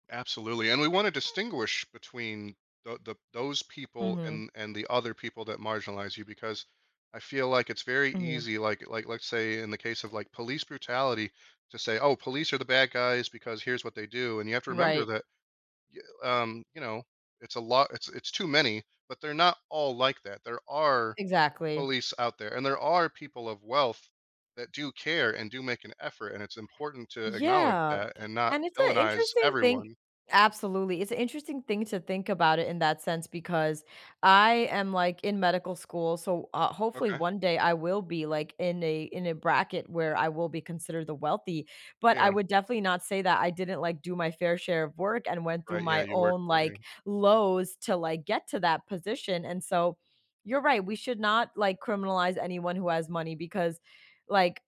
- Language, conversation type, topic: English, unstructured, What responsibilities come with choosing whom to advocate for in society?
- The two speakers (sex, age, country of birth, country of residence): female, 30-34, United States, United States; male, 40-44, United States, United States
- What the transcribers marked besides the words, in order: tapping